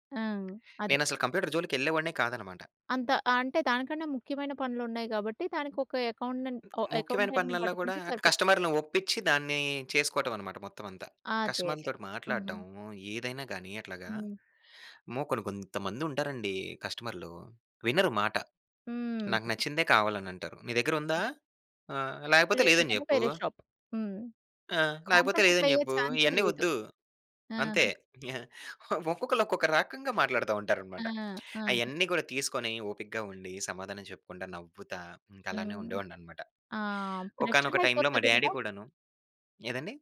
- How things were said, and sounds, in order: in English: "అకౌంటెంట్‌ని"; in English: "కస్టమర్‌ని"; in English: "షాప్"; in English: "కాంప్రమైజ్"; in English: "ప్రెషర్"; in English: "డాడీ"
- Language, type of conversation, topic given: Telugu, podcast, నీవు అనుకున్న దారిని వదిలి కొత్త దారిని ఎప్పుడు ఎంచుకున్నావు?